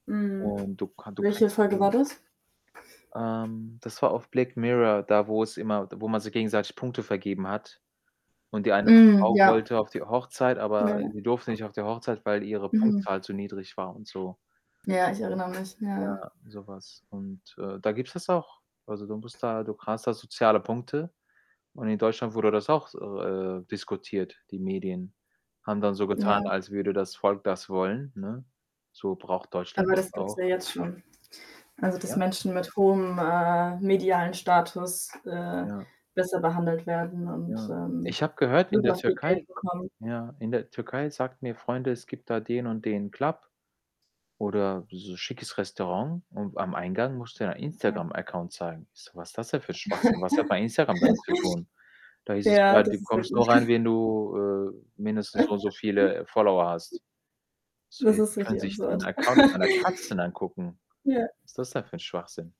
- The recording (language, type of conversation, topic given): German, unstructured, Wie kann Technik dabei helfen, die Probleme der Welt zu lösen?
- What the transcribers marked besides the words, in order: static; other background noise; distorted speech; tapping; chuckle; chuckle; snort